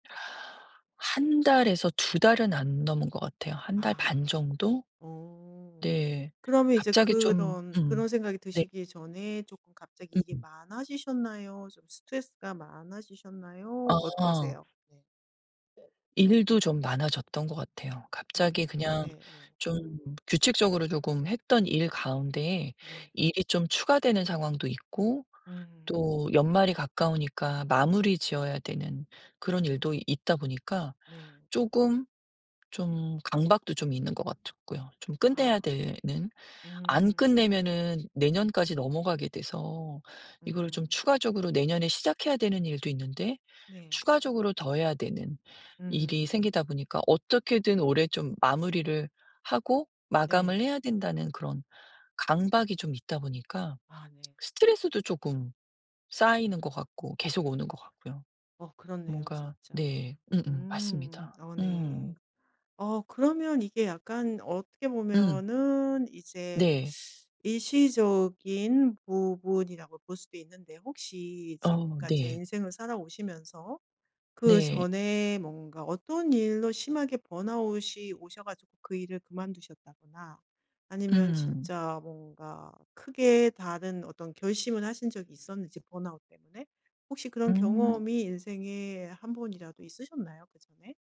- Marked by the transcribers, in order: other background noise; tapping
- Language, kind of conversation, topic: Korean, advice, 번아웃인지 그냥 피로한 건지 어떻게 구별하나요?
- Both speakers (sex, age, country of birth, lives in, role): female, 50-54, South Korea, Germany, advisor; female, 50-54, South Korea, United States, user